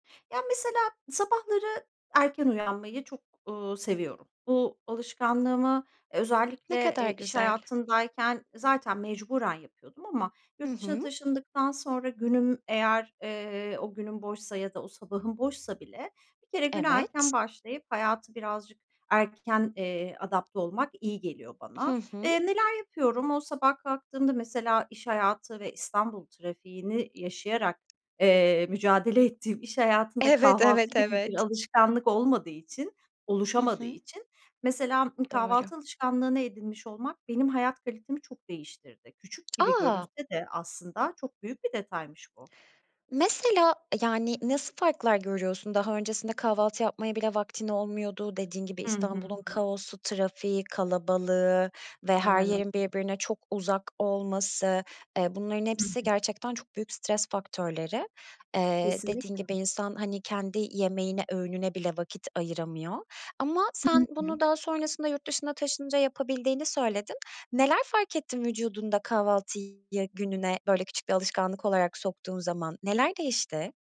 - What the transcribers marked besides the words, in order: other background noise; tapping; other noise
- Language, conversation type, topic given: Turkish, podcast, Küçük alışkanlıklar hayatınızı nasıl değiştirdi?